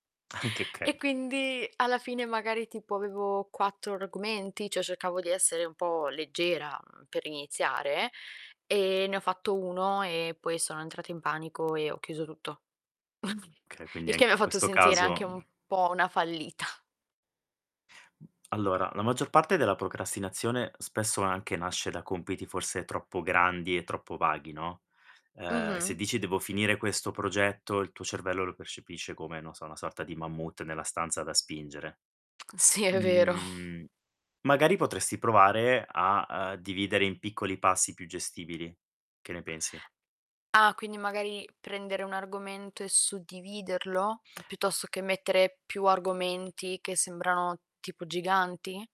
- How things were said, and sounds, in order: laughing while speaking: "Anche"; static; chuckle; distorted speech; background speech; other background noise; lip smack; laughing while speaking: "Sì, è vero"
- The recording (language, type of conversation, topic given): Italian, advice, Come posso smettere di procrastinare sui compiti importanti e urgenti?
- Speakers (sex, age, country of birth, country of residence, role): female, 20-24, Italy, Italy, user; male, 40-44, Italy, Italy, advisor